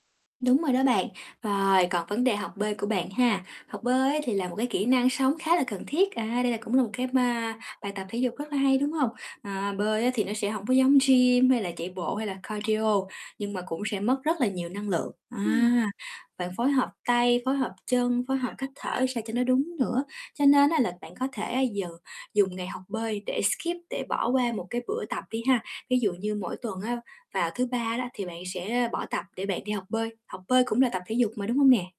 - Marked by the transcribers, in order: static; tapping; in English: "cardio"; other background noise; in English: "skip"
- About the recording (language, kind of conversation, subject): Vietnamese, advice, Làm sao tôi có thể duy trì thói quen hằng ngày khi thường xuyên mất động lực?